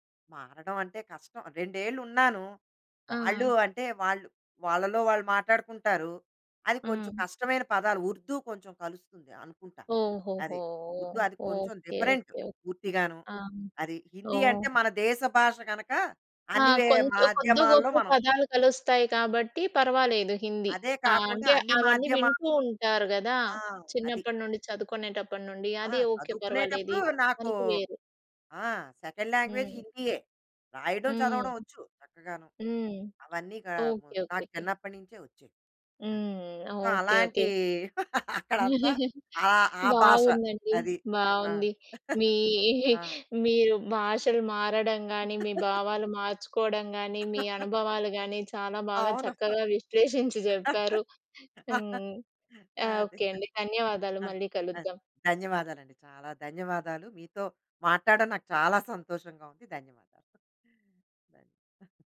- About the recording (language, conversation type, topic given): Telugu, podcast, భాష మార్చినప్పుడు మీ భావోద్వేగాలు, ఇతరులతో మీ అనుబంధం ఎలా మారింది?
- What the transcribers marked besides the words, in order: in English: "డిఫరెంట్"; tapping; other background noise; in English: "సెకండ్ లాంగ్వేజ్"; chuckle; laughing while speaking: "బాగుందండి"; in English: "సో"; laugh; chuckle; chuckle; laugh; laughing while speaking: "విశ్లేషించి జెప్పారు"; laughing while speaking: "అవును"; laugh; laughing while speaking: "అదే"; other noise